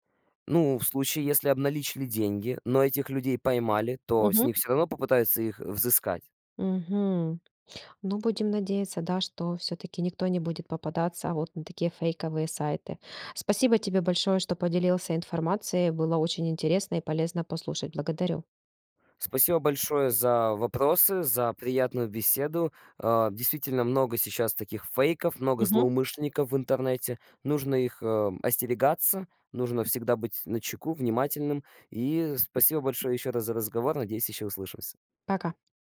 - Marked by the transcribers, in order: none
- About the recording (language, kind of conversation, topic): Russian, podcast, Как отличить надёжный сайт от фейкового?